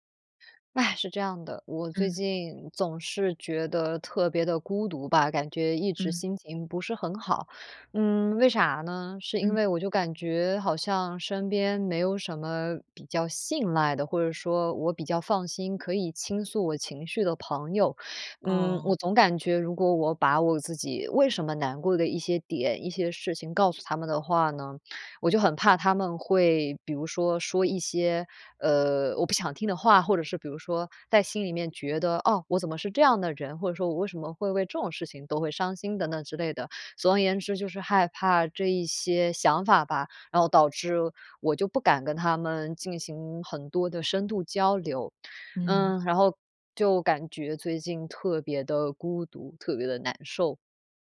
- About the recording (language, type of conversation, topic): Chinese, advice, 我因为害怕被评判而不敢表达悲伤或焦虑，该怎么办？
- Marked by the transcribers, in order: none